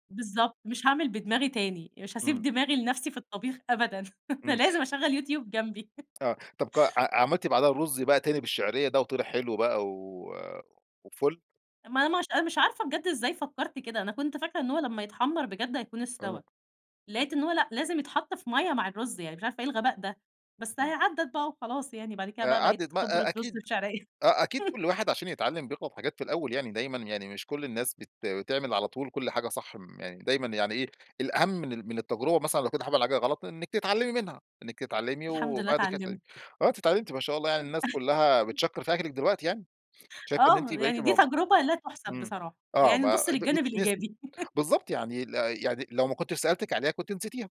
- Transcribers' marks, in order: laugh; tapping; laugh; laugh; laugh
- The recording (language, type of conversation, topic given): Arabic, podcast, إيه أغرب تجربة في المطبخ عملتها بالصدفة وطلعت حلوة لدرجة إن الناس اتشكروا عليها؟